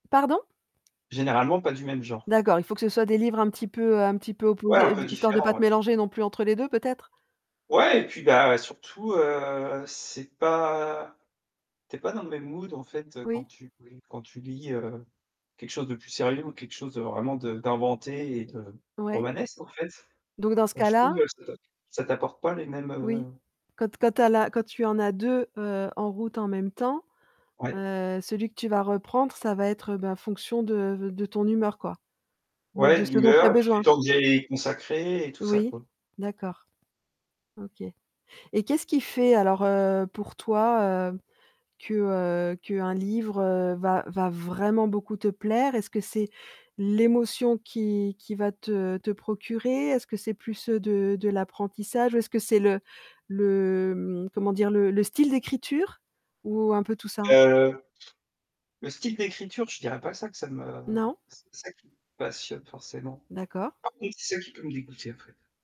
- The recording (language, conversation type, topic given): French, podcast, Qu’est-ce qui fait, selon toi, qu’un bon livre est du temps bien dépensé ?
- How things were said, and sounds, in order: distorted speech; in English: "mood"; stressed: "vraiment"; other background noise